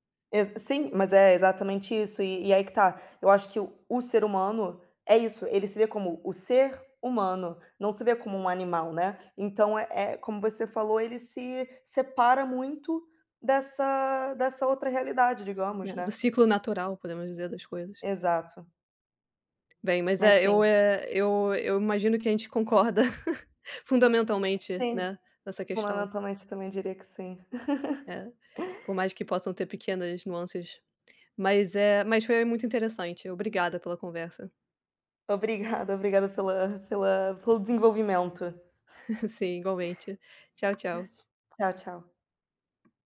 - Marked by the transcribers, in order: tapping; laugh; laugh; chuckle; chuckle
- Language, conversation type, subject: Portuguese, unstructured, Qual é a sua opinião sobre o uso de animais em experimentos?